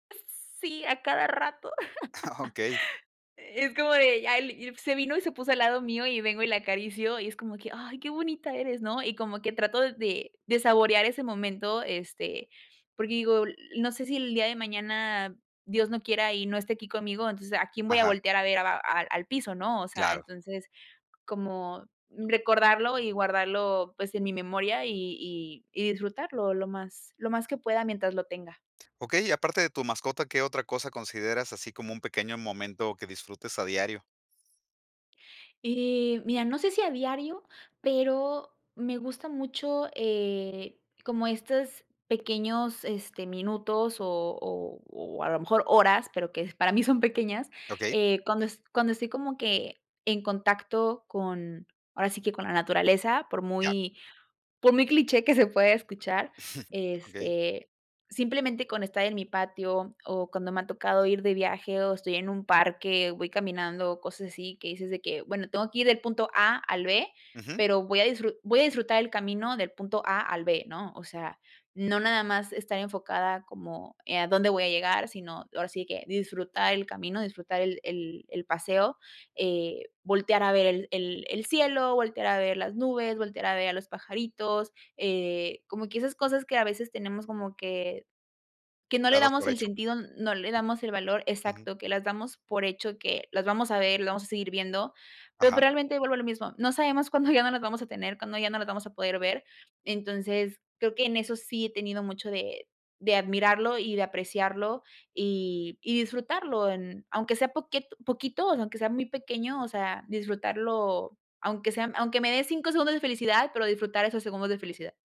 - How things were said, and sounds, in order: laugh; chuckle; chuckle; other background noise; laughing while speaking: "ya"
- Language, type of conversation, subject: Spanish, podcast, ¿Qué aprendiste sobre disfrutar los pequeños momentos?